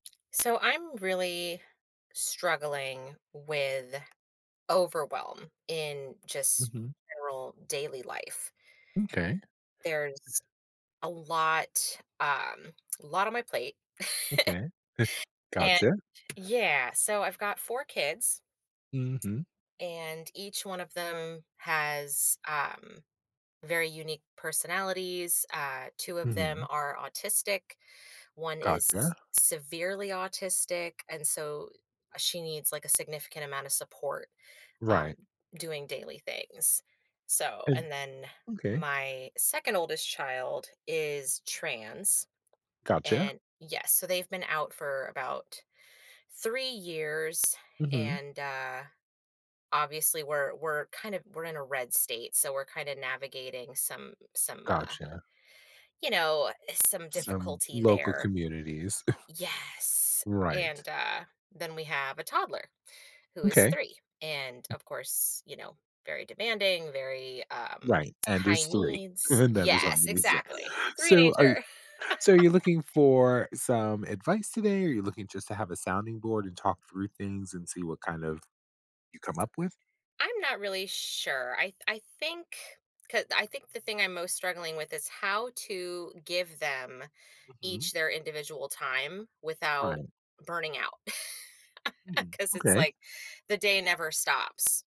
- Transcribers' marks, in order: tapping; other background noise; laugh; chuckle; unintelligible speech; chuckle; chuckle; laugh; laugh
- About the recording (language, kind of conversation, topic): English, advice, How can I manage feeling overwhelmed by daily responsibilities?
- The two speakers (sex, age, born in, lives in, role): female, 35-39, United States, United States, user; male, 50-54, United States, United States, advisor